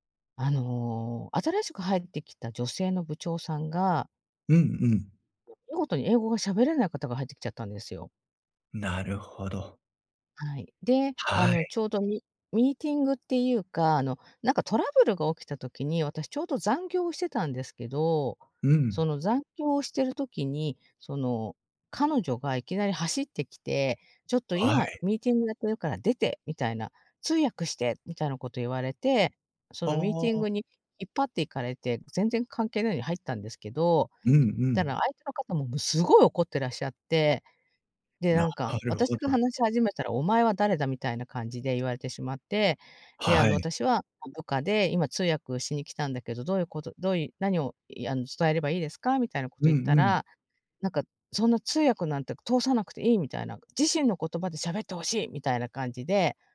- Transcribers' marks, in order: none
- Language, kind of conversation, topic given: Japanese, advice, 子どもの頃の出来事が今の行動に影響しているパターンを、どうすれば変えられますか？